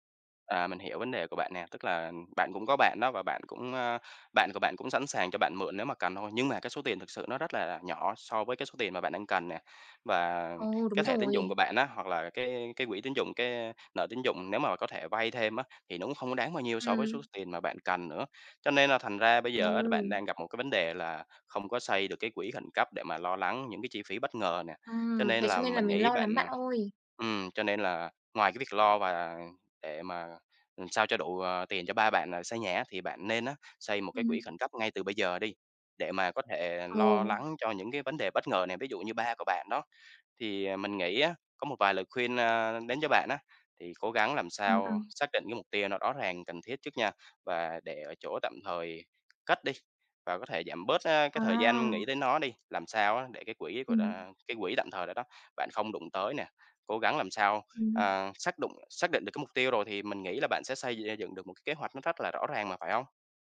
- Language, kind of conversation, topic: Vietnamese, advice, Làm sao để lập quỹ khẩn cấp khi hiện tại tôi chưa có và đang lo về các khoản chi phí bất ngờ?
- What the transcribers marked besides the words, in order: tapping; other background noise